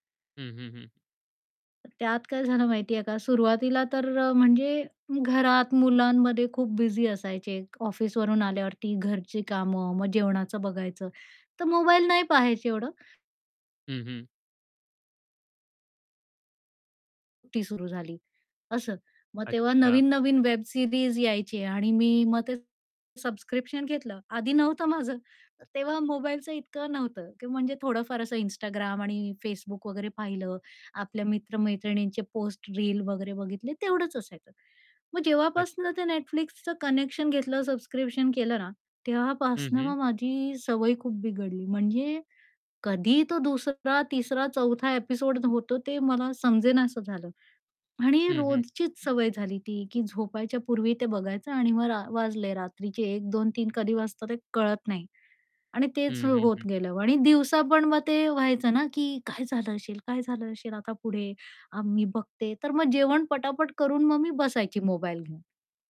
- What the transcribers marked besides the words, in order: tapping; in English: "वेब सीरीज"; distorted speech; in English: "ॲपिसोड"
- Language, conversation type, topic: Marathi, podcast, रात्री फोन वापरण्याची तुमची पद्धत काय आहे?